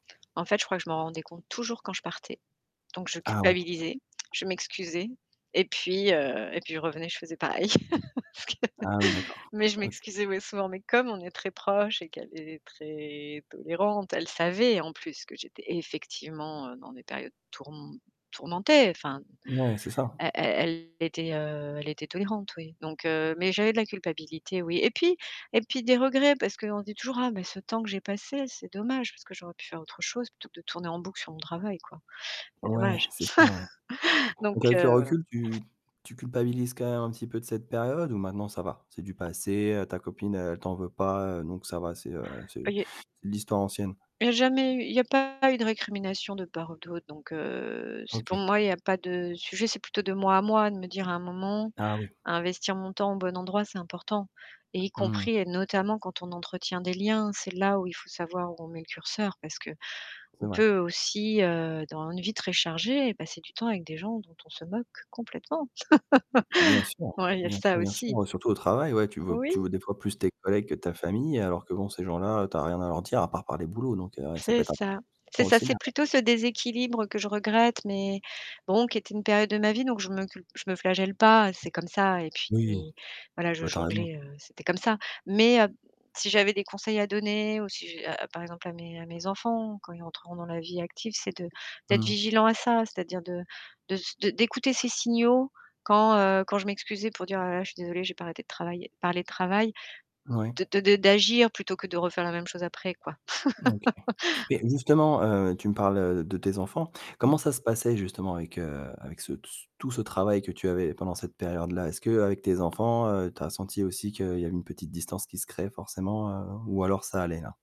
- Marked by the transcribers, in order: static; other background noise; chuckle; distorted speech; chuckle; other noise; tapping; chuckle; unintelligible speech; unintelligible speech; laugh
- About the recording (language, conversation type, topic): French, podcast, Comment entretenir le lien avec ses proches quand la vie est vraiment très chargée ?